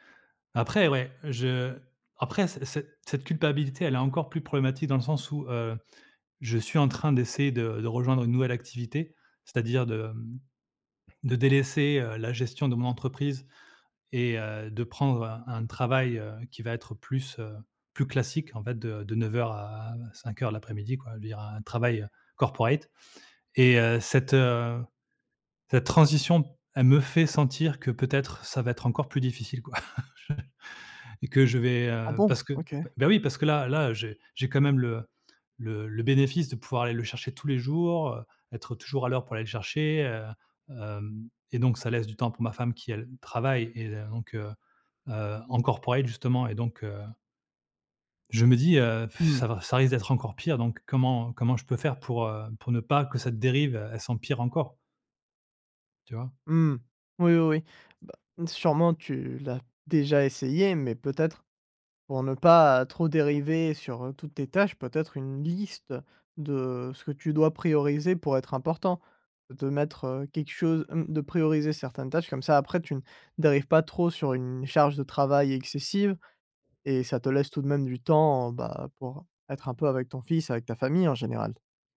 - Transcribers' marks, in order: in English: "corporate"; chuckle; in English: "corporate"; stressed: "liste"
- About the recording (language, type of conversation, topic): French, advice, Comment gérez-vous la culpabilité de négliger votre famille et vos amis à cause du travail ?